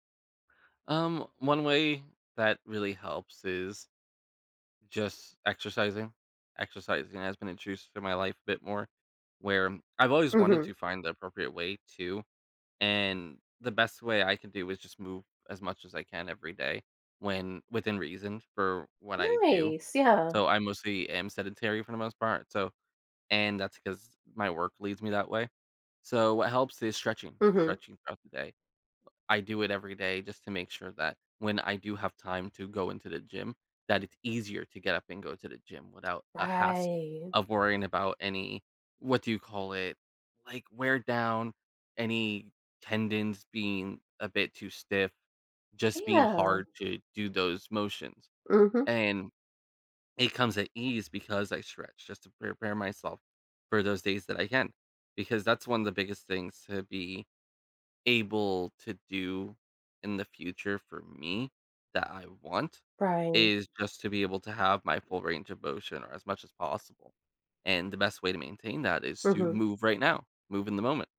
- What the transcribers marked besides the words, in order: stressed: "Nice"; stressed: "easier"; other background noise
- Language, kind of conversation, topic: English, unstructured, How can I balance enjoying life now and planning for long-term health?
- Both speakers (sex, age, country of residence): female, 30-34, United States; male, 30-34, United States